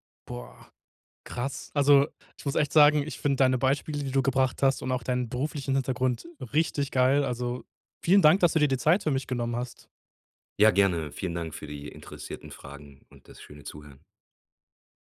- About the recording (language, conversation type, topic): German, podcast, Wie zeigst du Empathie, ohne gleich Ratschläge zu geben?
- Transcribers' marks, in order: other noise